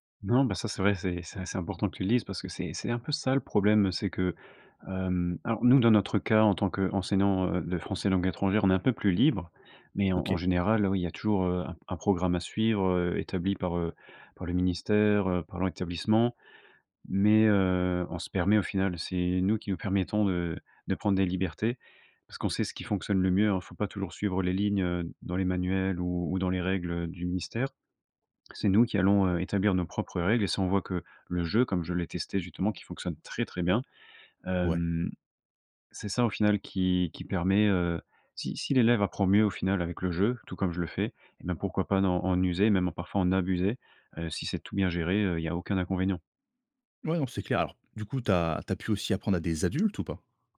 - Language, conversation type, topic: French, podcast, Comment le jeu peut-il booster l’apprentissage, selon toi ?
- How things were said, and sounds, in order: stressed: "abuser"; stressed: "adultes"